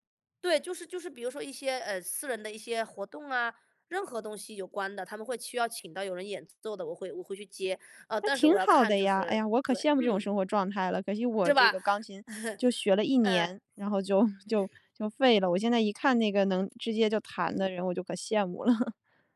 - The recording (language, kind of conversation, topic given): Chinese, podcast, 你会考虑把自己的兴趣变成事业吗？
- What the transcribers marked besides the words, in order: chuckle; chuckle